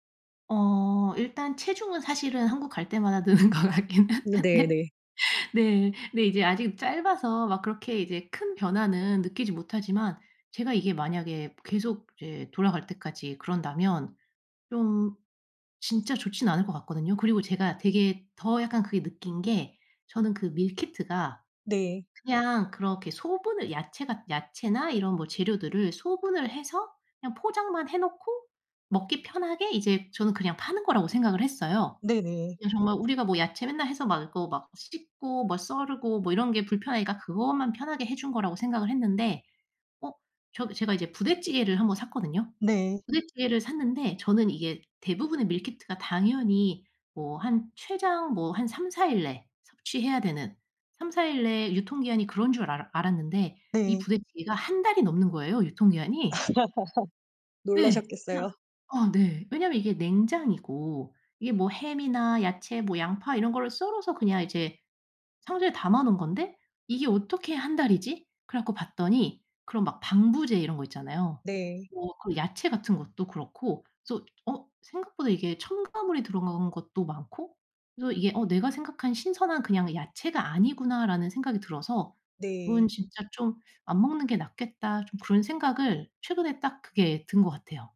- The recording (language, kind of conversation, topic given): Korean, advice, 바쁜 일상에서 가공식품 섭취를 간단히 줄이고 식습관을 개선하려면 어떻게 해야 하나요?
- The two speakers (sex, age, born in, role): female, 35-39, South Korea, user; female, 40-44, South Korea, advisor
- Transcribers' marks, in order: laughing while speaking: "느는 것 같긴 한데"; other background noise; laugh; unintelligible speech